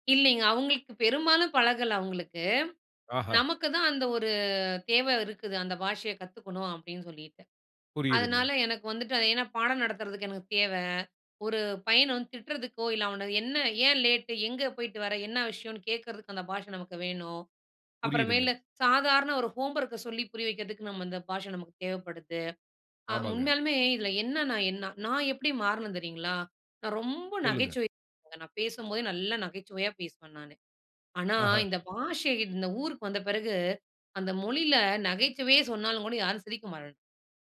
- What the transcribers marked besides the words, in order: drawn out: "ஒரு"; in English: "ஹோம்வொர்க்க"; unintelligible speech
- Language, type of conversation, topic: Tamil, podcast, மொழியை மாற்றியபோது உங்கள் அடையாள உணர்வு எப்படி மாறியது?